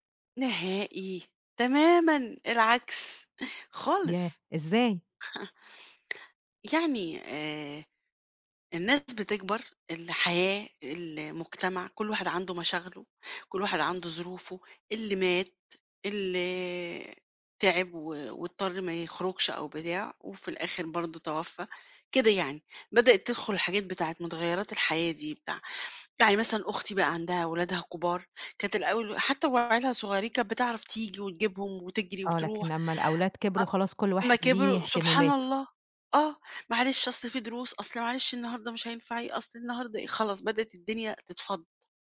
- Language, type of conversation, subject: Arabic, podcast, إزاي اتغيّرت علاقتك بأهلك مع مرور السنين؟
- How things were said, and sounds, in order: chuckle; tapping